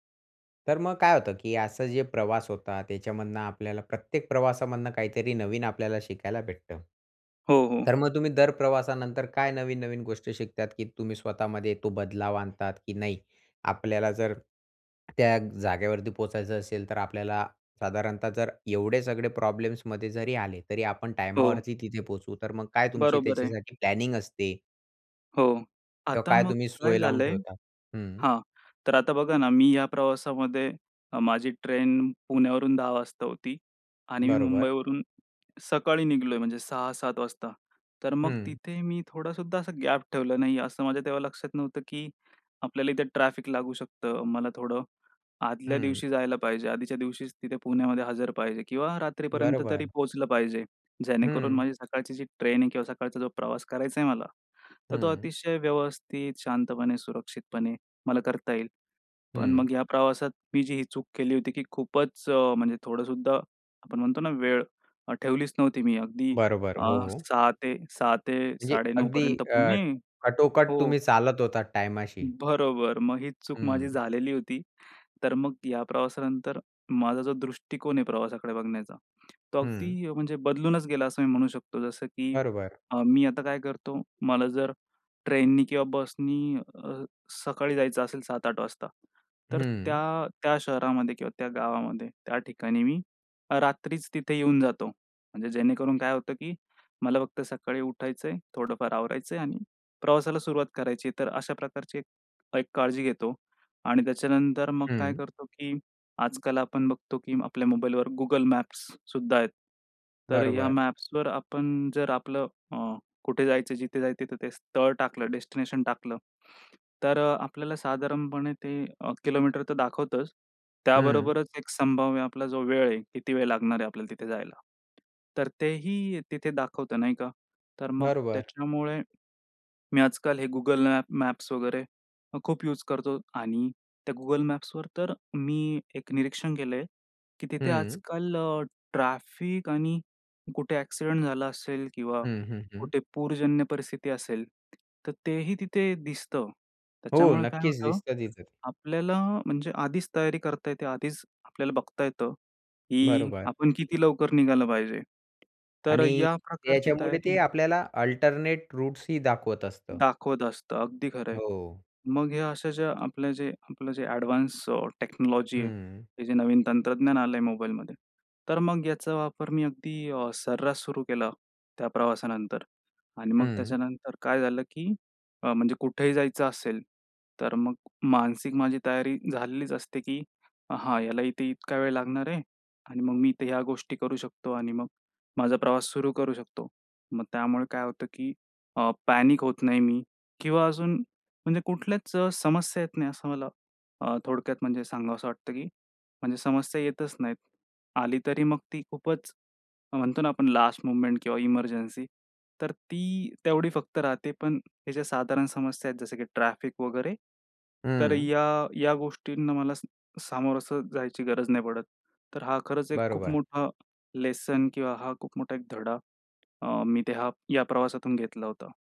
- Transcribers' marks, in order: other background noise; tapping; horn; in English: "डेस्टिनेशन"; unintelligible speech; other noise; in English: "अल्टरनेट रूट्स"; in English: "ॲडव्हान्स्ड टेक्नॉलॉजी"; in English: "पॅनिक"; in English: "लास्ट मुव्हमेंट"
- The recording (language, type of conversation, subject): Marathi, podcast, कधी तुमची विमानाची किंवा रेल्वेची गाडी सुटून गेली आहे का?